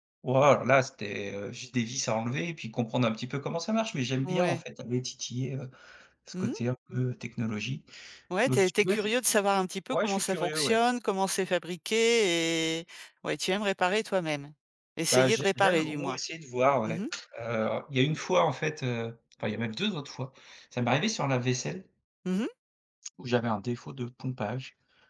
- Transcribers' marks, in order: unintelligible speech; other background noise
- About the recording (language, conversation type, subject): French, podcast, Privilégies-tu des achats durables ou le plaisir immédiat ?